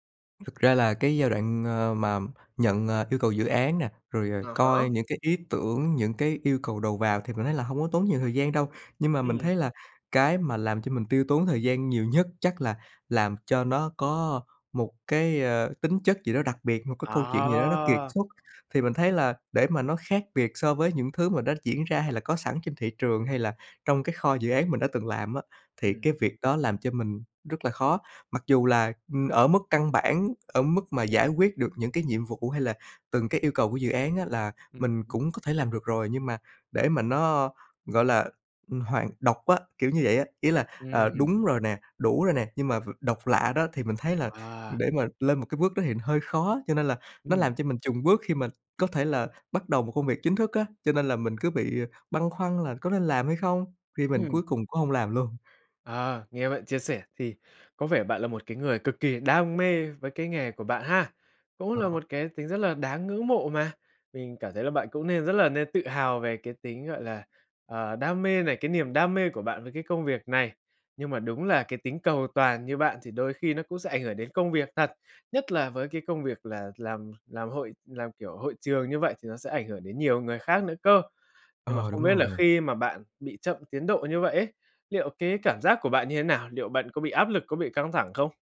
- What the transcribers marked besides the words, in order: other background noise; tapping
- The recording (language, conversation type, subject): Vietnamese, advice, Chủ nghĩa hoàn hảo làm chậm tiến độ